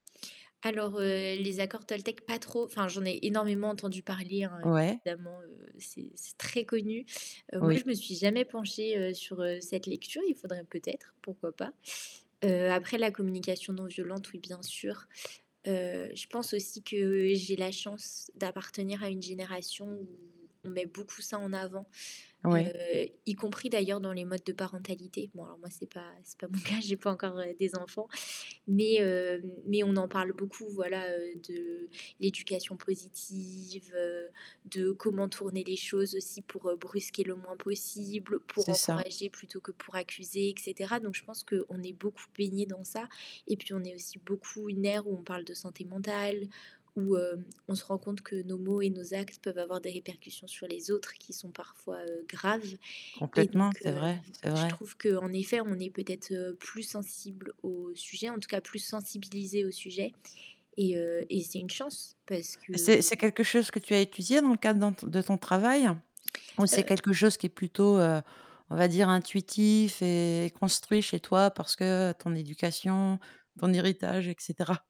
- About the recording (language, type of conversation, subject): French, podcast, Comment gères-tu les conversations tendues ou conflictuelles ?
- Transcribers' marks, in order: static; distorted speech; stressed: "très"; tapping; laughing while speaking: "mon cas"; other background noise